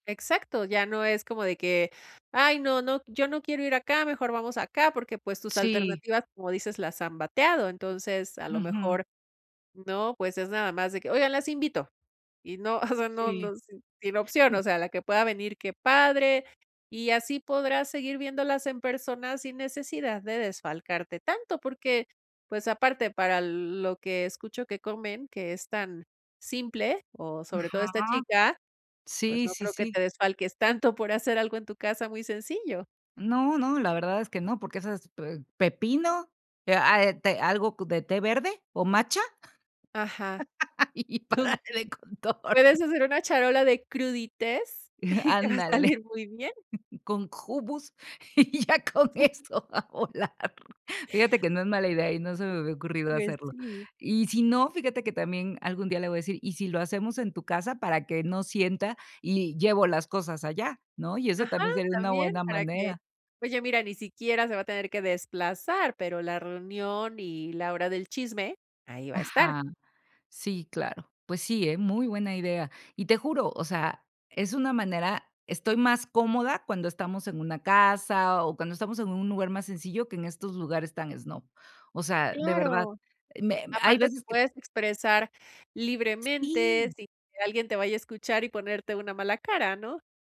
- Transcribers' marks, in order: giggle; other noise; laughing while speaking: "y y parale de contar"; laughing while speaking: "y"; laughing while speaking: "Con hummus y ya con eso va a volar"; giggle
- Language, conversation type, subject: Spanish, advice, ¿En qué situaciones te sientes inauténtico al actuar para agradar a los demás?